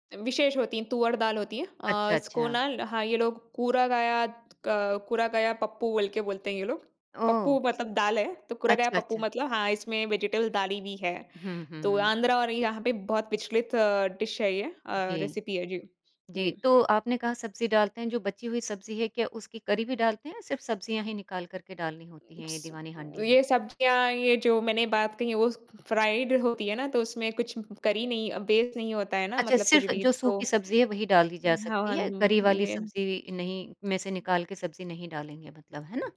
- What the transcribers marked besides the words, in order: in Telugu: "कुरा गया पप्पू"; in Telugu: "पप्पू"; in Telugu: "कुरा गया पप्पू"; in English: "वेजिटेबल"; in English: "डिश"; in English: "रेसिपी"; other noise; tapping; in English: "फ्राइड"; in English: "करी"; in English: "बेस"; in English: "करी"
- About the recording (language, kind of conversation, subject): Hindi, podcast, त्योहारों में बचा हुआ खाना आप कैसे उपयोग में लाते हैं?